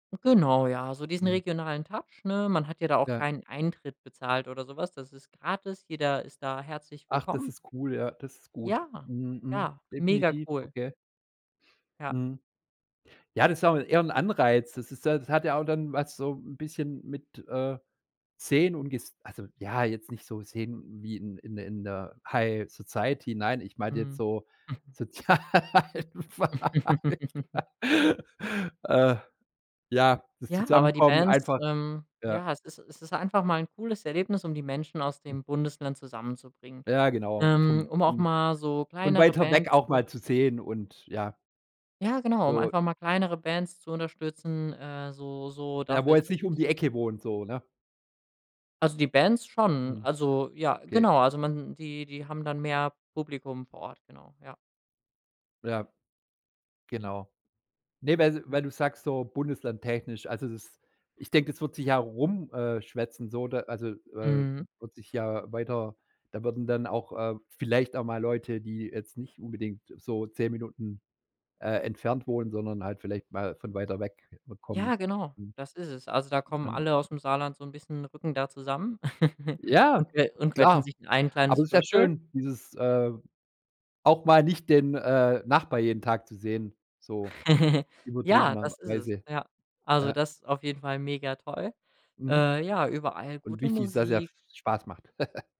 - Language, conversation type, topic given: German, podcast, Von welchem lokalen Fest, das du erlebt hast, kannst du erzählen?
- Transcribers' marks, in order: in English: "High Society"; chuckle; laughing while speaking: "Sozialwahl"; laugh; chuckle; chuckle; other background noise; chuckle